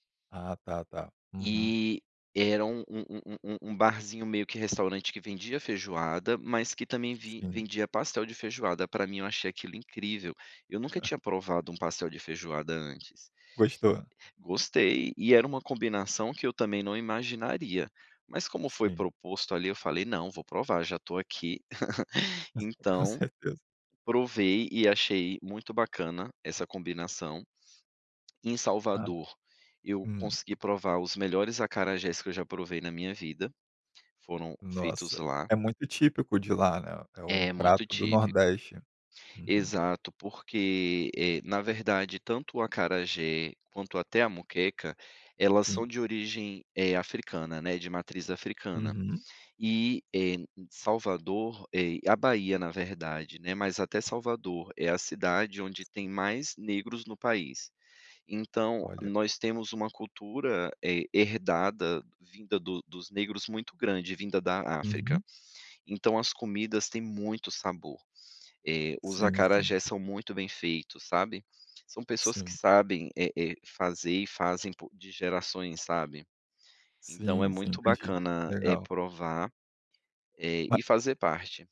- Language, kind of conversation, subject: Portuguese, podcast, Que comidas tradicionais lembram suas raízes?
- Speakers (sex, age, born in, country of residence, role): male, 30-34, Brazil, Germany, host; male, 35-39, Brazil, Netherlands, guest
- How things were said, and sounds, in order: chuckle; tongue click